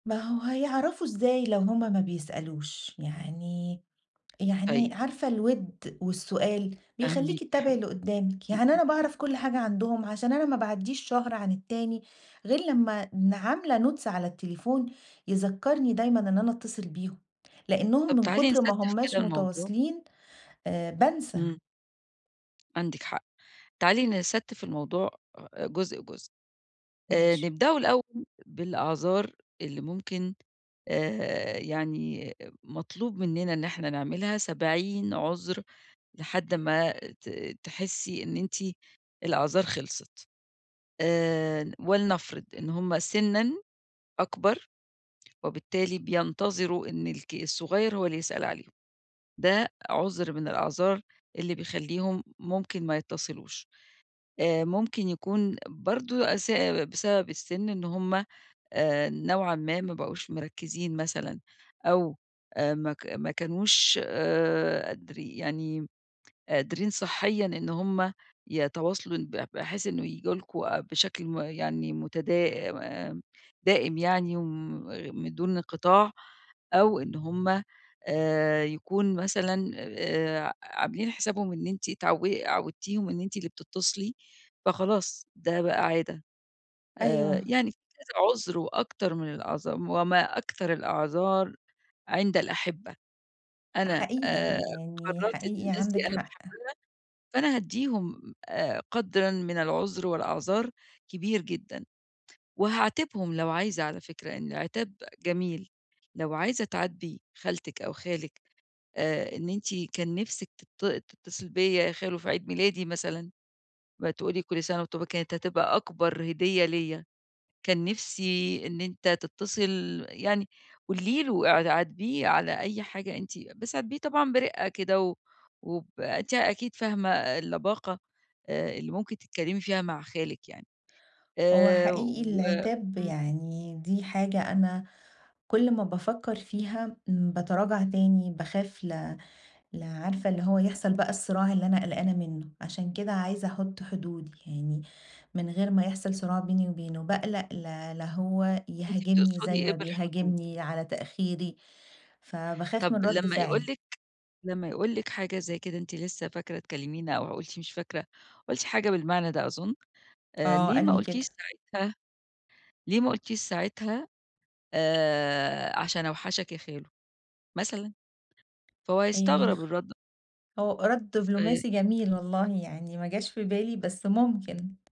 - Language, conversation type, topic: Arabic, advice, إزاي أحط حدود صحية مع عيلتي من غير ما يحصل خناق؟
- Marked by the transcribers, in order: tapping; in English: "Notes"; other background noise; horn; unintelligible speech